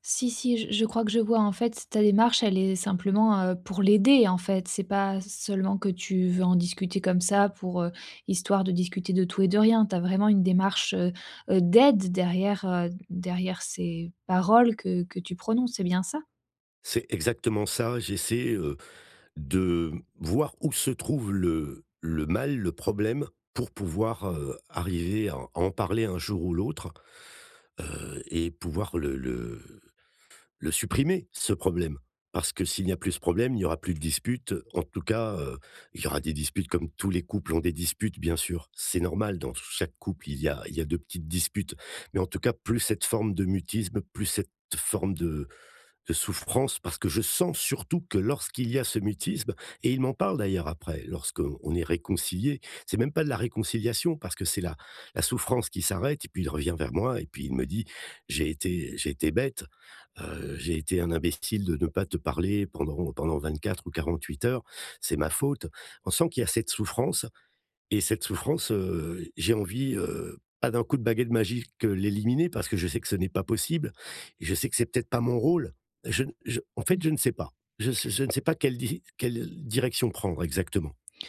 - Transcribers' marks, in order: stressed: "l'aider"; stressed: "d'aide"; stressed: "supprimer"; tapping
- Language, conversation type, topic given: French, advice, Pourquoi avons-nous toujours les mêmes disputes dans notre couple ?
- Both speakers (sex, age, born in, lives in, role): female, 30-34, France, France, advisor; male, 55-59, France, France, user